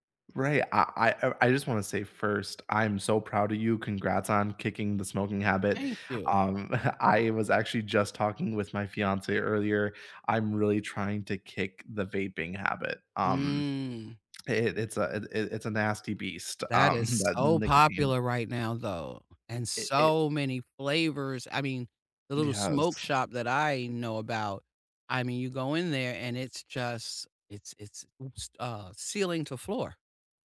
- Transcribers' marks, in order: chuckle; drawn out: "Mm"; laughing while speaking: "um"; other background noise
- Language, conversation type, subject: English, unstructured, What helps you stay consistent with being more active, and what support helps most?
- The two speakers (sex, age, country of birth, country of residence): female, 55-59, United States, United States; male, 25-29, United States, United States